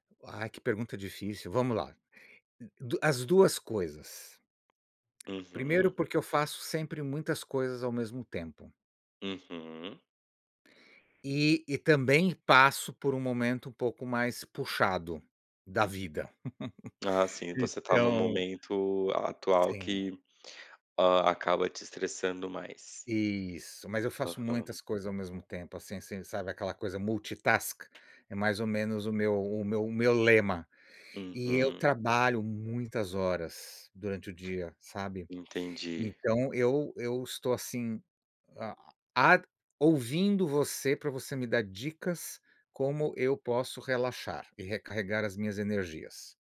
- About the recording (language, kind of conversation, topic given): Portuguese, unstructured, Qual é o seu ambiente ideal para recarregar as energias?
- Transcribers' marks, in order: tapping; laugh; in English: "multitask"